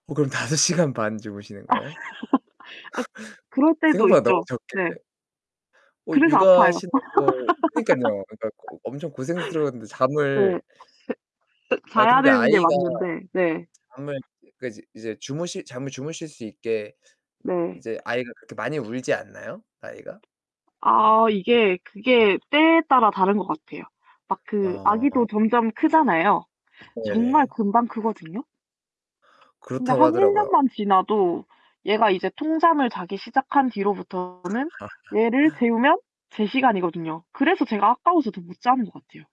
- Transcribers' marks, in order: laugh; other background noise; laugh; distorted speech; laugh; laugh
- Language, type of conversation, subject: Korean, unstructured, 아침형 인간과 저녁형 인간 중 어느 쪽이 더 좋을까요?